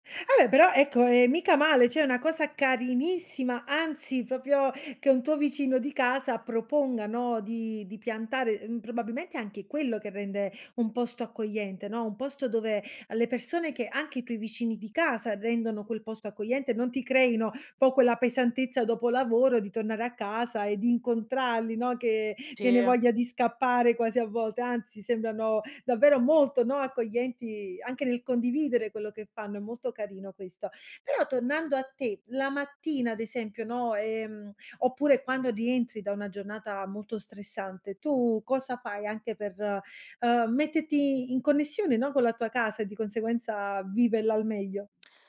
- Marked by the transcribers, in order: "cioè" said as "ceh"; "proprio" said as "propio"
- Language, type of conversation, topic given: Italian, podcast, Che cosa rende davvero una casa accogliente per te?
- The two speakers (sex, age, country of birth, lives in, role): female, 30-34, Italy, Italy, guest; female, 30-34, Italy, Italy, host